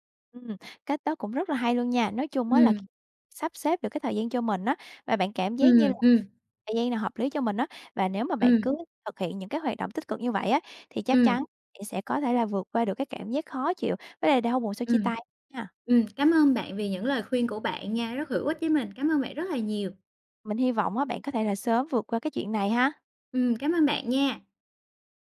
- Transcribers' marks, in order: other background noise
- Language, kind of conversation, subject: Vietnamese, advice, Mình vừa chia tay và cảm thấy trống rỗng, không biết nên bắt đầu từ đâu để ổn hơn?